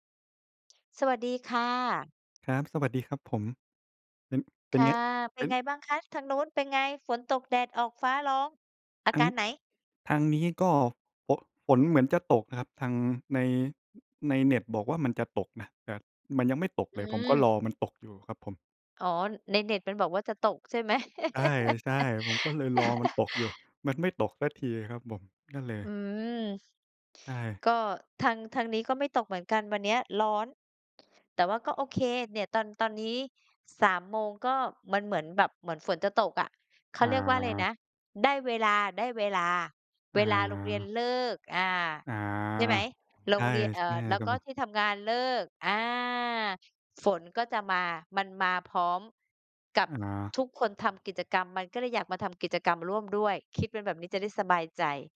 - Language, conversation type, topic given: Thai, unstructured, คุณคิดว่าอนาคตของการเรียนรู้จะเป็นอย่างไรเมื่อเทคโนโลยีเข้ามามีบทบาทมากขึ้น?
- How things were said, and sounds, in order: laugh; tapping; other background noise